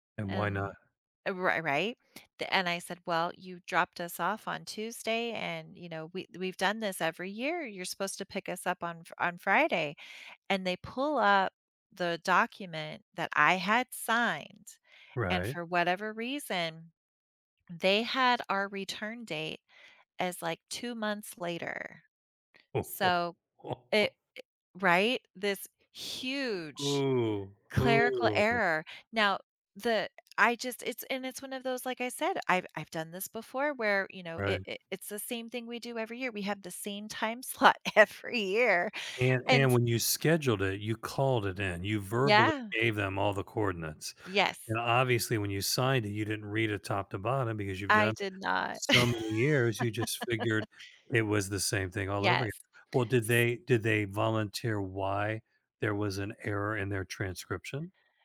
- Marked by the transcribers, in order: tapping; chuckle; stressed: "huge"; laughing while speaking: "slot every year"; laugh
- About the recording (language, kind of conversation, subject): English, advice, How can I recover from a mistake at work and avoid losing my job?